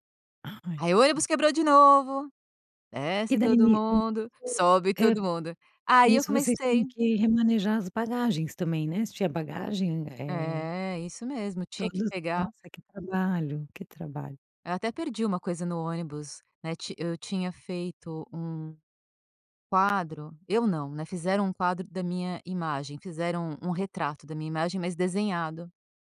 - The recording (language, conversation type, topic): Portuguese, podcast, Já fez alguma amizade que durou além da viagem?
- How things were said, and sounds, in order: other noise; unintelligible speech; tapping